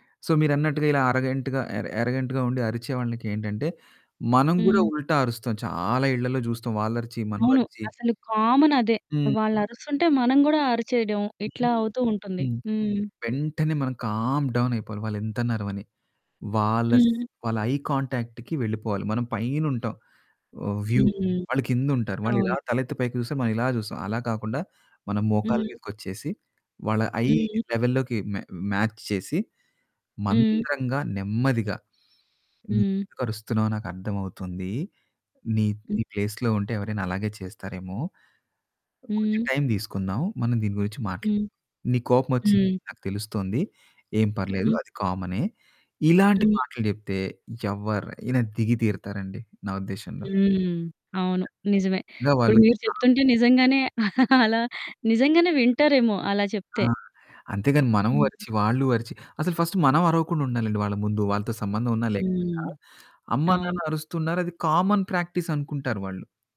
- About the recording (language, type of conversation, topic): Telugu, podcast, మీరు పిల్లల్లో జిజ్ఞాసను ఎలా ప్రేరేపిస్తారు?
- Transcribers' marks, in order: in English: "సో"; in English: "అరోగెంట్‌గా, ఎరోగెంట్‌గా"; other background noise; distorted speech; in English: "కామ్ డౌన్"; in English: "ఐ కాంటాక్ట్‌కి"; in English: "వ్యూ"; in English: "ఐ లెవెల్‌లోకి మ్యా మ్యాచ్"; in English: "ప్లేస్‌లో"; chuckle; in English: "ఫస్ట్"; in English: "కామన్ ప్రాక్టీస్"